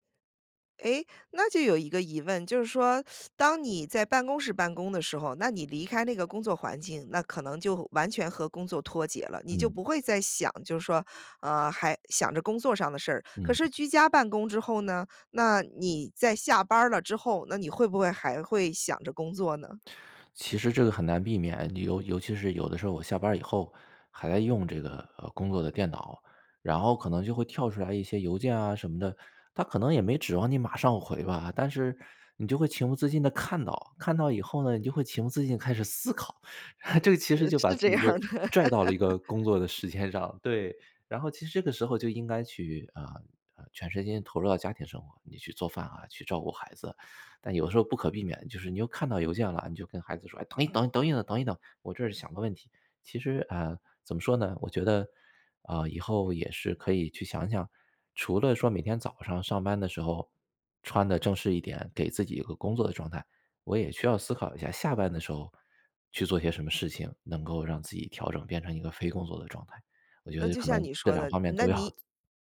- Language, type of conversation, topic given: Chinese, podcast, 居家办公时，你如何划分工作和生活的界限？
- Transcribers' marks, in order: teeth sucking; other background noise; laugh; laughing while speaking: "是这样儿的"; laugh; laughing while speaking: "要"